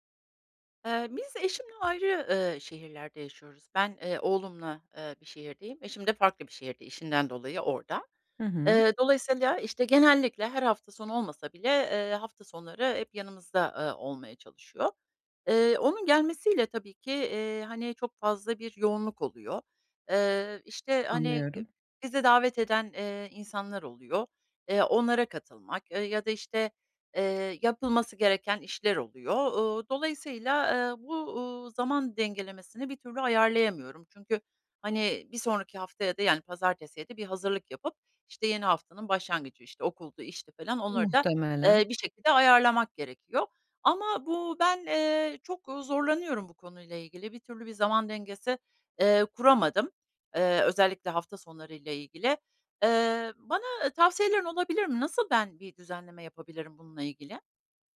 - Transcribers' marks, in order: other background noise; other noise
- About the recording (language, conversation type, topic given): Turkish, advice, Hafta sonları sosyal etkinliklerle dinlenme ve kişisel zamanımı nasıl daha iyi dengelerim?